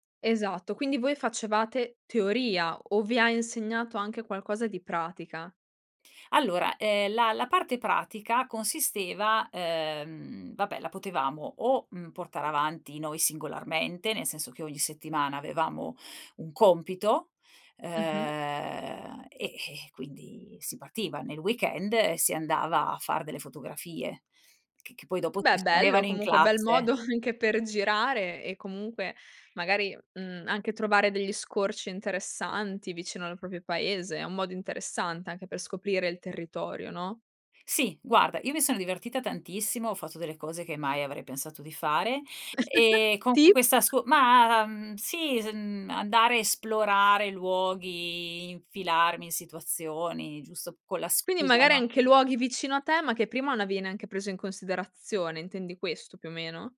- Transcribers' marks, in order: in English: "weekend"; laughing while speaking: "anche"; "proprio" said as "propio"; laugh; other background noise
- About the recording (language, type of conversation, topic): Italian, podcast, Come riuscivi a trovare il tempo per imparare, nonostante il lavoro o la scuola?